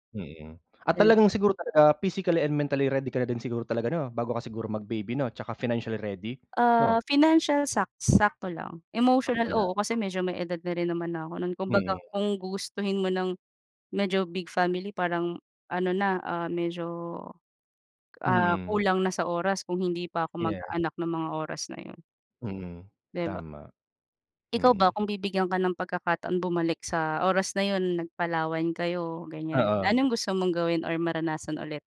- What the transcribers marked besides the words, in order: other background noise; tapping
- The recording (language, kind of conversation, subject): Filipino, unstructured, Ano ang pinakamasayang sandaling naaalala mo?